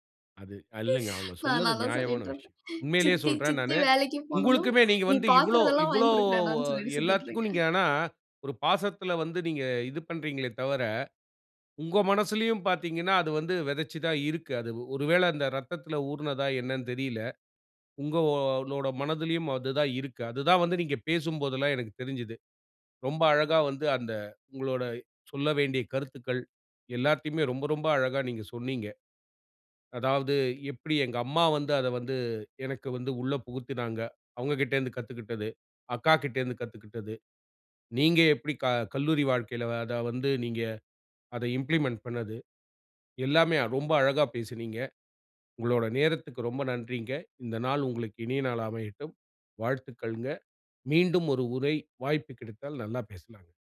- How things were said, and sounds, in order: laughing while speaking: "நான் அதனாலதான் சொல்லிட்டு இருப்பான். சித்தி … சொல்லிட்டு சுத்திட்டு இருக்கேன்"; in English: "இம்பிலிமெண்ட்"
- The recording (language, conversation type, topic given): Tamil, podcast, மினிமலிசம் உங்கள் நாளாந்த வாழ்க்கையை எவ்வாறு பாதிக்கிறது?